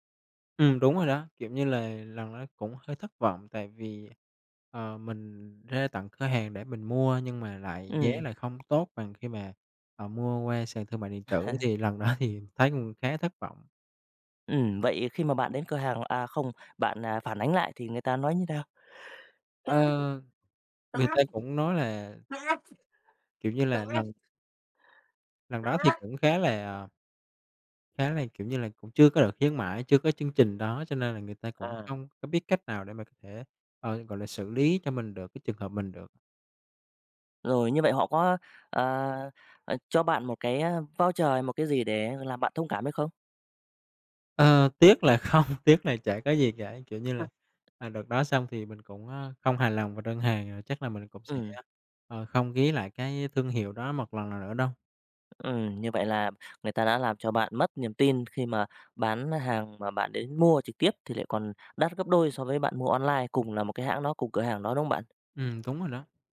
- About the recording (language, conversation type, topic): Vietnamese, podcast, Bạn có thể chia sẻ một trải nghiệm mua sắm trực tuyến đáng nhớ của mình không?
- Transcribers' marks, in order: other background noise; laugh; laughing while speaking: "đó"; sneeze; sneeze; tapping; laughing while speaking: "không"